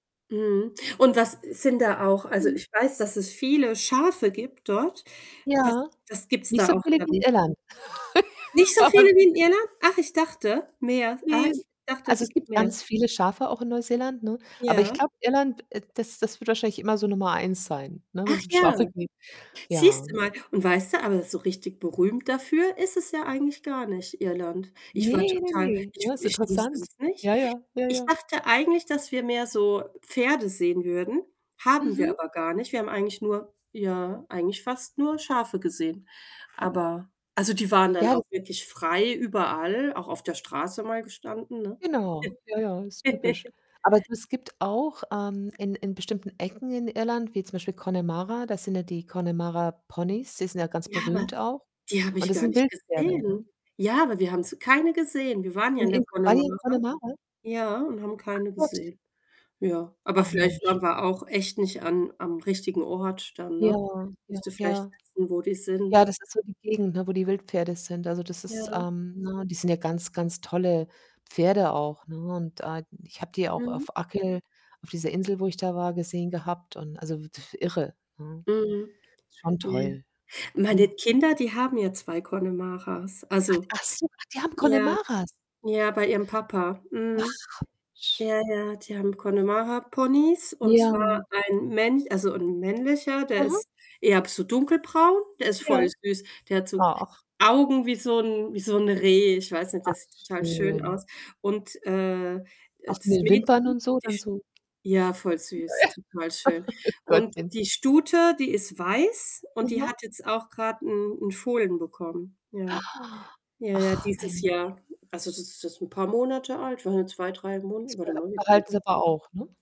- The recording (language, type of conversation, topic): German, unstructured, Was macht für dich einen perfekten Tag in der Natur aus?
- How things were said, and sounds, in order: distorted speech; other background noise; laugh; unintelligible speech; tapping; chuckle; laughing while speaking: "Ja, ja. Ach Gottchen"; laugh; inhale